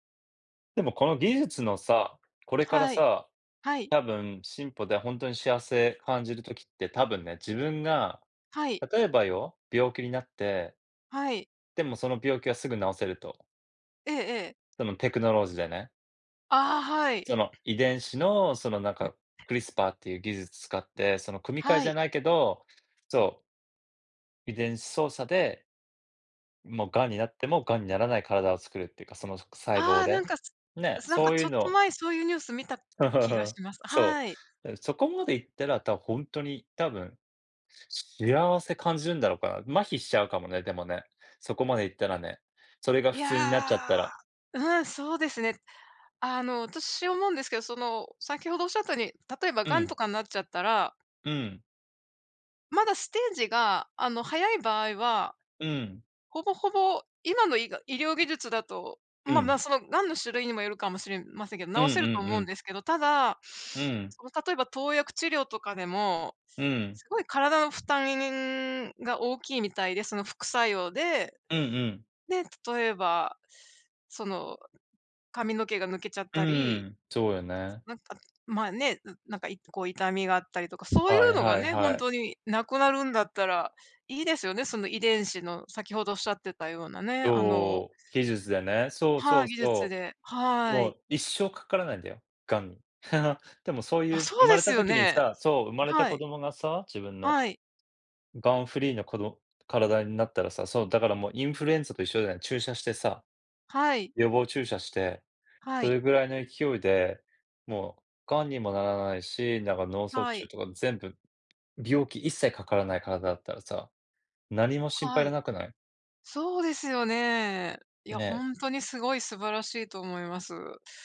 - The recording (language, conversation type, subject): Japanese, unstructured, 技術の進歩によって幸せを感じたのはどんなときですか？
- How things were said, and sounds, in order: tapping; other background noise; in English: "クリスパー"; chuckle; scoff